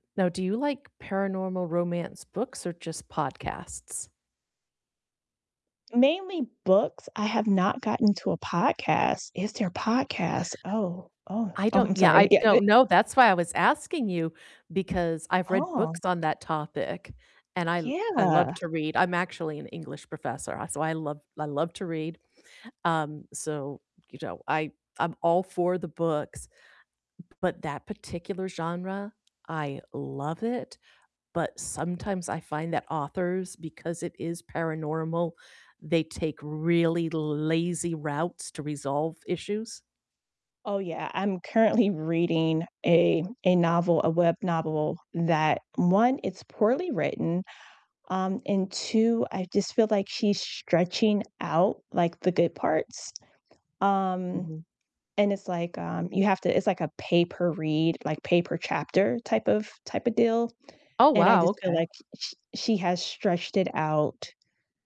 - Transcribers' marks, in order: tapping; laughing while speaking: "oh, I'm sorry. Yeah"; distorted speech; static; other background noise; laughing while speaking: "currently"
- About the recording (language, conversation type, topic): English, unstructured, Which under-the-radar podcasts do you keep recommending, and what makes them special to you?
- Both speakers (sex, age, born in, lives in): female, 45-49, United States, United States; female, 55-59, United States, United States